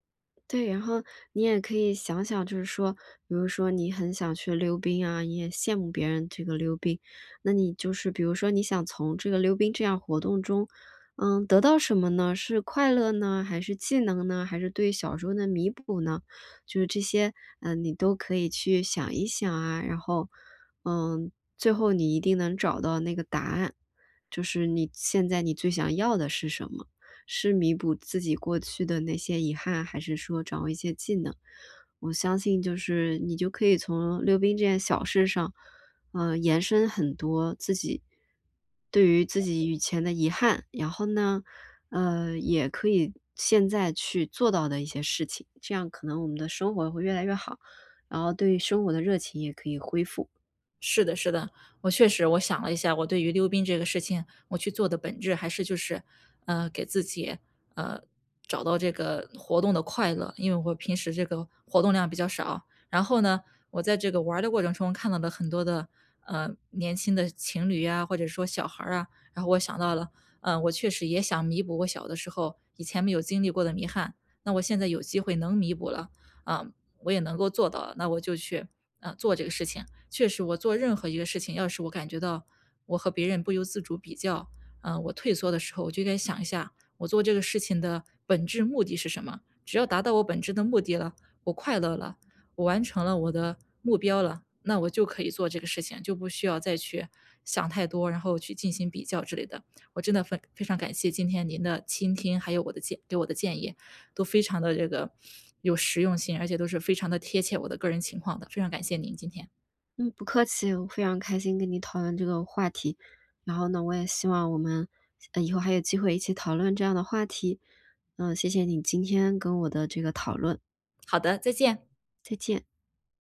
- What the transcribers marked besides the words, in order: other background noise
- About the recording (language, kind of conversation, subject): Chinese, advice, 如何避免因为比较而失去对爱好的热情？